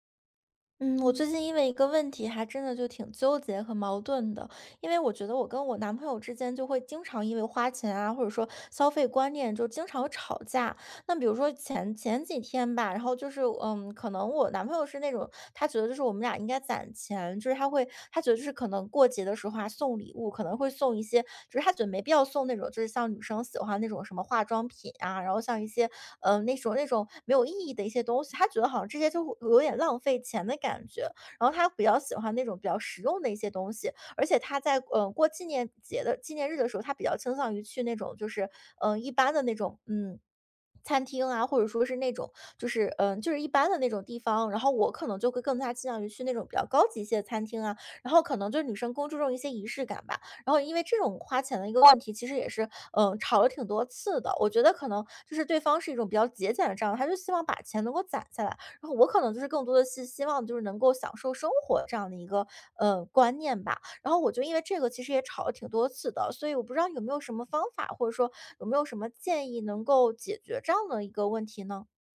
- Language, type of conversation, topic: Chinese, advice, 你最近一次因为花钱观念不同而与伴侣发生争执的情况是怎样的？
- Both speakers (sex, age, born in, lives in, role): female, 30-34, China, Ireland, user; male, 45-49, China, United States, advisor
- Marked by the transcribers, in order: other background noise; swallow